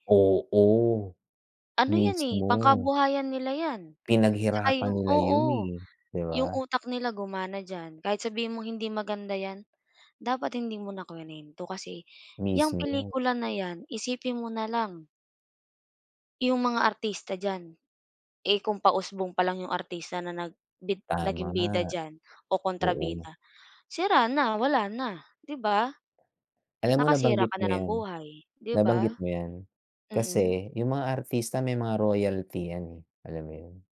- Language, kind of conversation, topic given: Filipino, unstructured, Ano ang tingin mo sa epekto ng midyang panlipunan sa sining sa kasalukuyan?
- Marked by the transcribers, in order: none